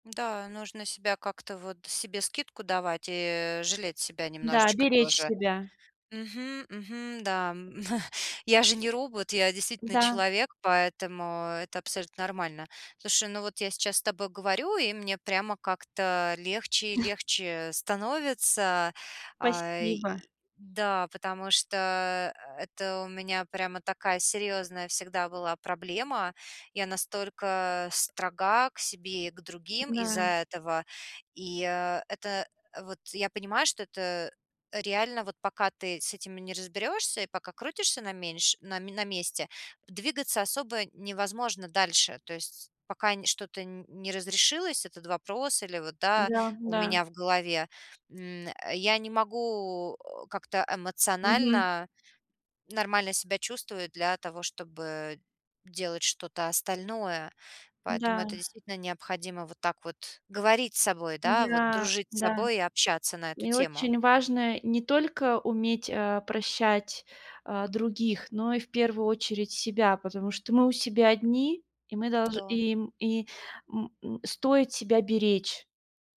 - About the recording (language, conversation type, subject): Russian, advice, Как простить себе ошибки и продолжать идти вперёд, сохраняя дисциплину?
- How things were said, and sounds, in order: chuckle; chuckle; other background noise; tapping